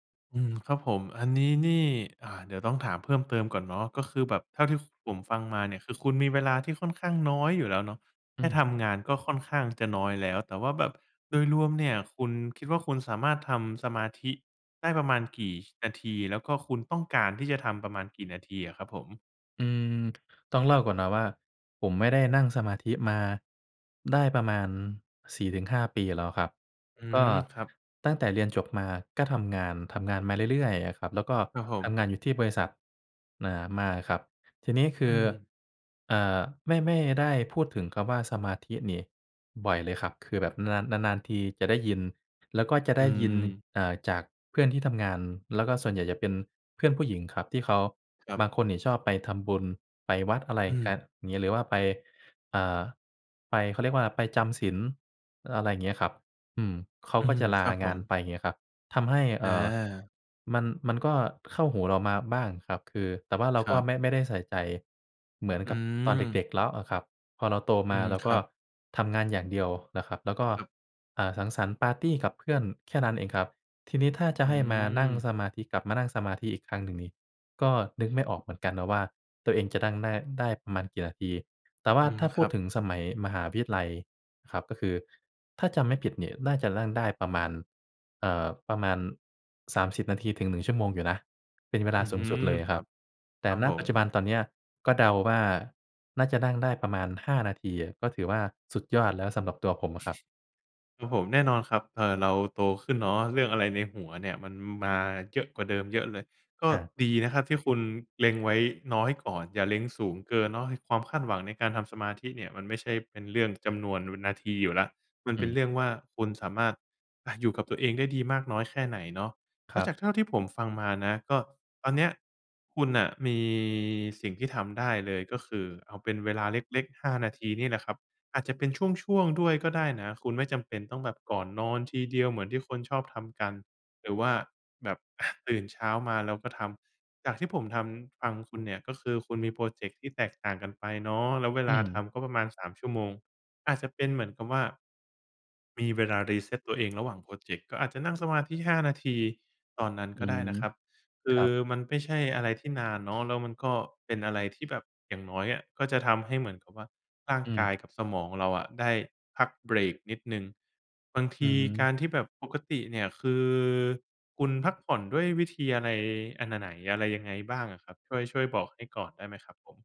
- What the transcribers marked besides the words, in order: other background noise
- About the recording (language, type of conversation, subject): Thai, advice, อยากฝึกสมาธิทุกวันแต่ทำไม่ได้ต่อเนื่อง